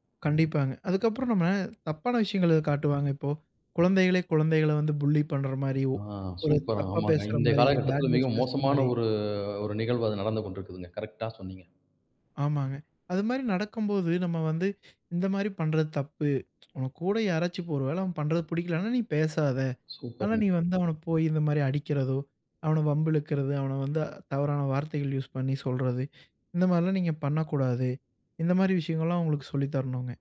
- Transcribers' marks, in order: in English: "புல்லி"; in English: "பேட் வேர்ட்ஸ்"; tsk; in English: "யூஸ்"
- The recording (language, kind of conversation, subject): Tamil, podcast, குழந்தைகளின் டிஜிட்டல் பழக்கங்களை நீங்கள் எப்படி வழிநடத்துவீர்கள்?